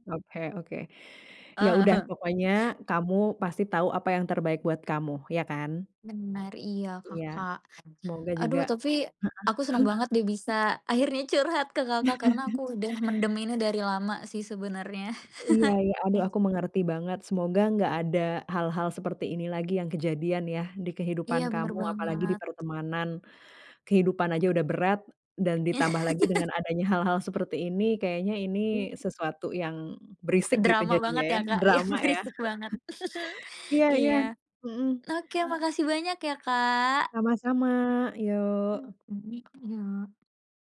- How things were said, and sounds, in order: other background noise; chuckle; chuckle; background speech; chuckle; tapping; laugh; chuckle; laughing while speaking: "Berisik banget"; laugh; chuckle; "Yuk" said as "yok"; "Yuk" said as "yok"
- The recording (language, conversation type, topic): Indonesian, advice, Pernahkah Anda mengalami perselisihan akibat gosip atau rumor, dan bagaimana Anda menanganinya?